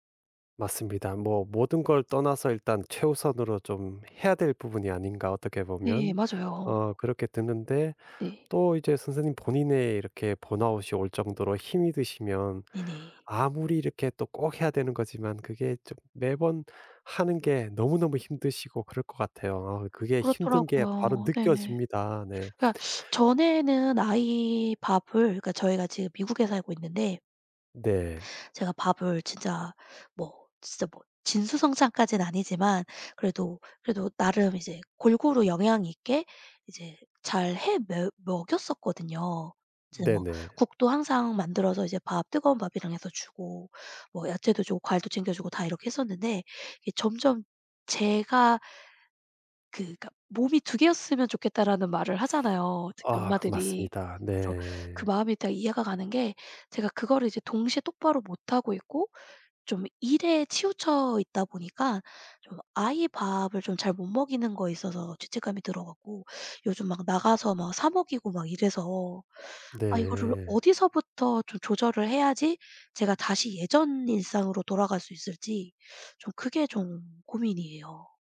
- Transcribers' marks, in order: other background noise
- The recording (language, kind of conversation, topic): Korean, advice, 번아웃으로 의욕이 사라져 일상 유지가 어려운 상태를 어떻게 느끼시나요?